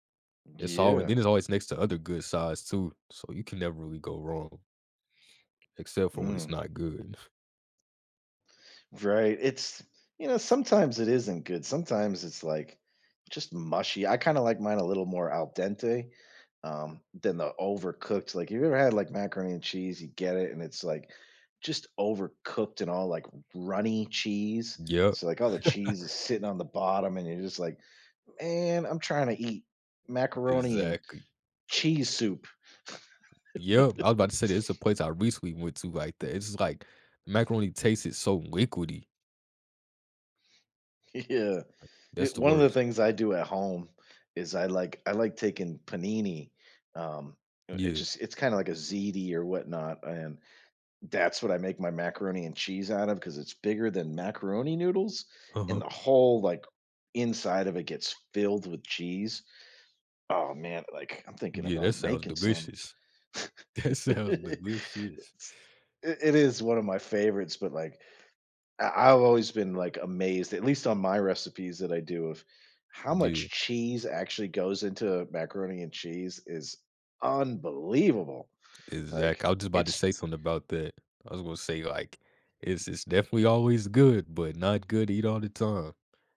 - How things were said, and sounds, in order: scoff; other background noise; chuckle; tapping; "Exactly" said as "esactly"; laugh; laughing while speaking: "Yeah"; laughing while speaking: "that sounds"; laugh
- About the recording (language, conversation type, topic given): English, unstructured, How do certain foods connect us to our memories and sense of home?